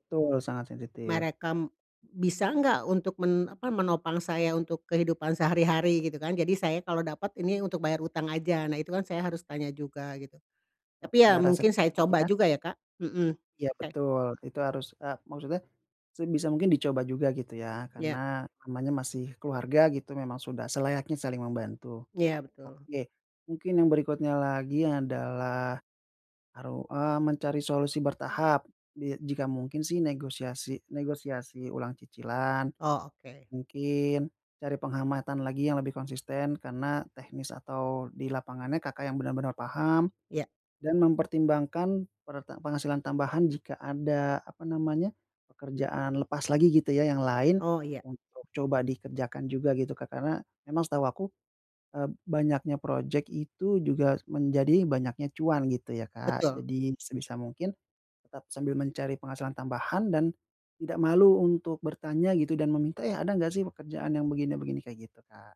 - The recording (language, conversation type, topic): Indonesian, advice, Bagaimana cara menyeimbangkan pembayaran utang dengan kebutuhan sehari-hari setiap bulan?
- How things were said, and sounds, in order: unintelligible speech